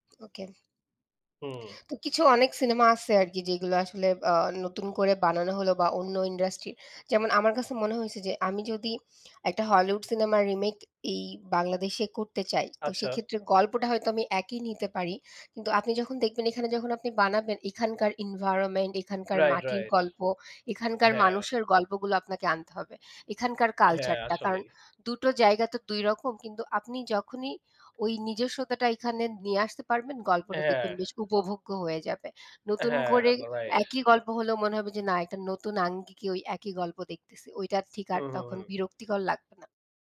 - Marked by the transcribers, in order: other background noise; in English: "industry"; in English: "environment"
- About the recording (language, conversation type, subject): Bengali, unstructured, সিনেমার গল্পগুলো কেন বেশিরভাগ সময় গতানুগতিক হয়ে যায়?